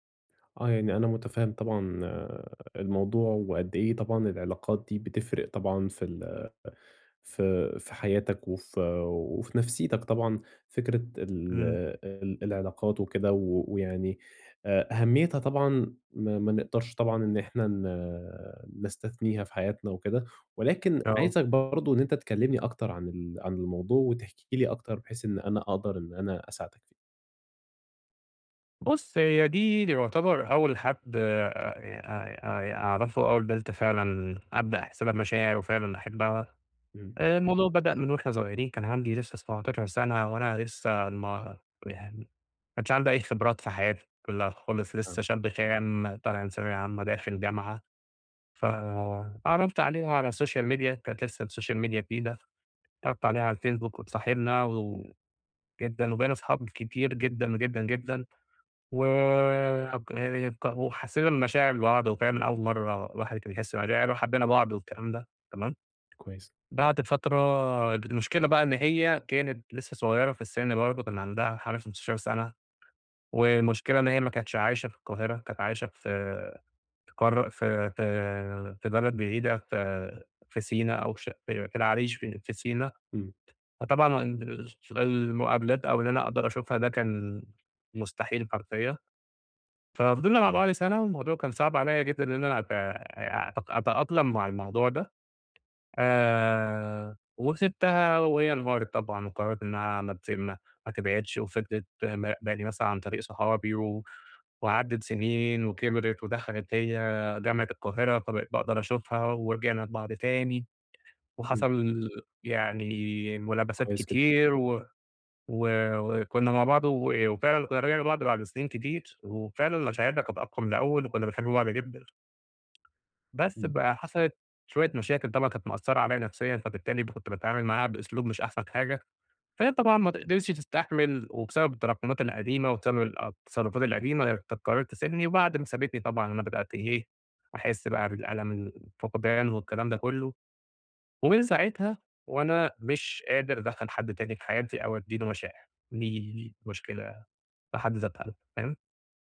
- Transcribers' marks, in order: tapping; in English: "السوشيال ميديا"; in English: "السوشيال ميديا"; unintelligible speech; unintelligible speech; other background noise
- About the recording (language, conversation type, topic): Arabic, advice, إزاي أوازن بين ذكرياتي والعلاقات الجديدة من غير ما أحس بالذنب؟